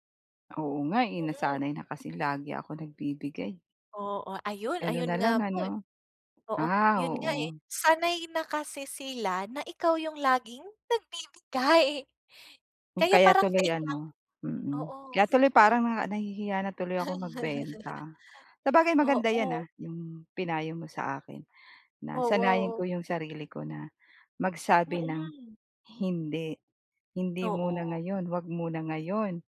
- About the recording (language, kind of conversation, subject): Filipino, advice, Paano ko pamamahalaan at palalaguin ang pera ng aking negosyo?
- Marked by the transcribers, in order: chuckle